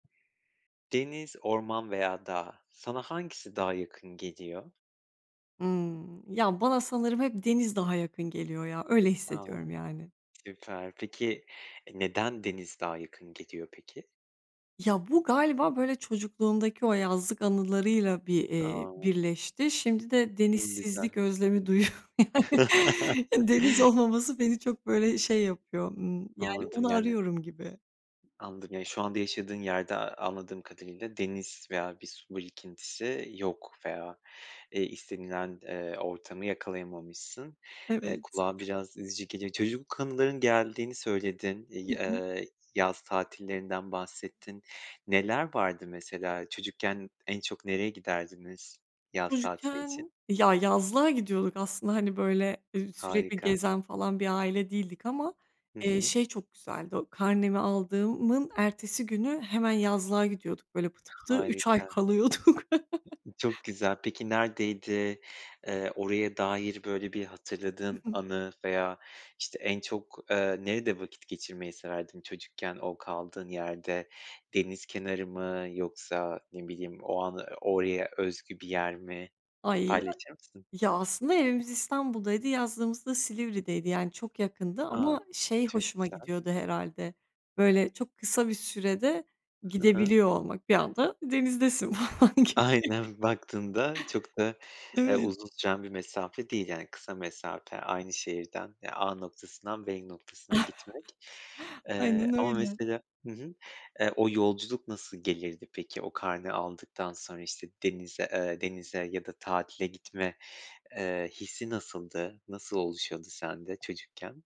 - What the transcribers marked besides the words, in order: tapping; laughing while speaking: "duyuyorum"; chuckle; laughing while speaking: "kalıyorduk"; chuckle; laughing while speaking: "falan gibi"; chuckle; chuckle
- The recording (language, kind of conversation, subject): Turkish, podcast, Deniz, orman ya da dağdan hangisi sana daha çok hitap ediyor ve neden?